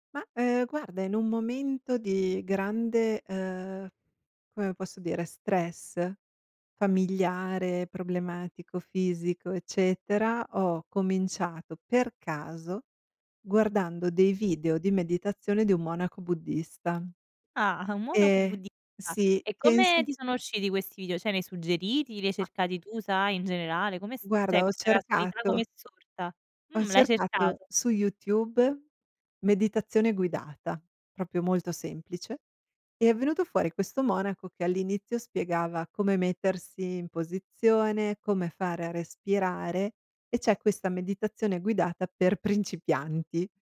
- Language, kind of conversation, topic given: Italian, podcast, Quali hobby ti ricaricano dopo una giornata pesante?
- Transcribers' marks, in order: stressed: "per"; chuckle; "Cioè" said as "ceh"; "cioè" said as "ceh"; "proprio" said as "propio"; laughing while speaking: "principianti"